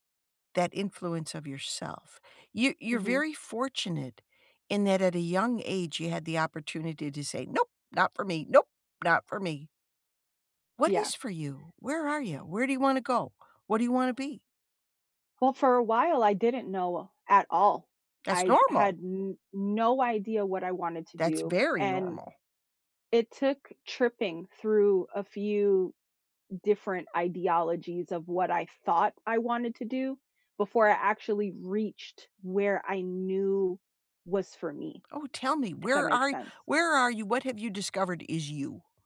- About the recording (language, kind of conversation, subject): English, unstructured, Have you ever felt pressured to pursue someone else’s dream instead of your own?
- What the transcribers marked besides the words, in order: other background noise